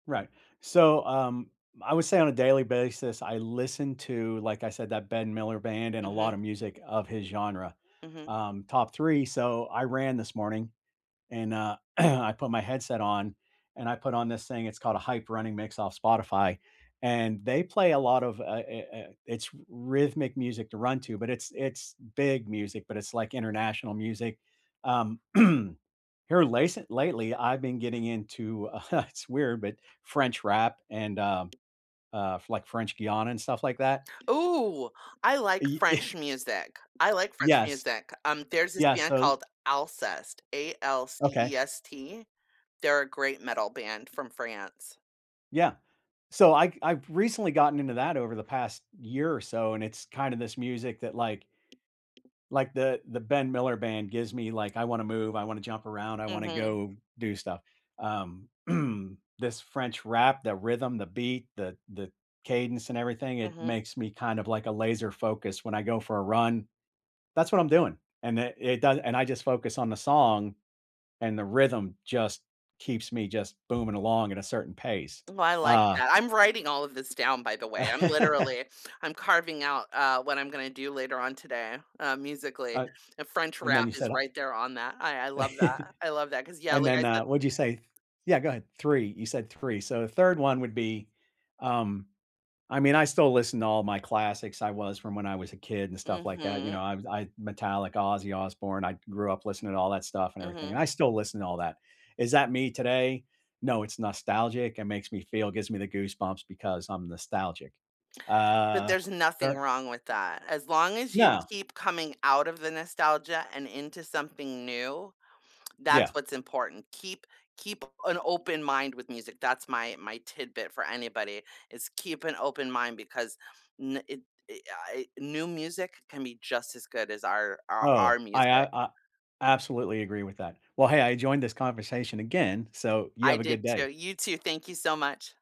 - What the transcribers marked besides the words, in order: throat clearing; throat clearing; laughing while speaking: "uh"; tapping; "goan" said as "geon"; other background noise; chuckle; throat clearing; laugh; laugh
- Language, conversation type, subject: English, unstructured, What music is soundtracking your current season of life, and what moments does it accompany?
- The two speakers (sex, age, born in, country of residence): female, 50-54, United States, United States; male, 60-64, United States, United States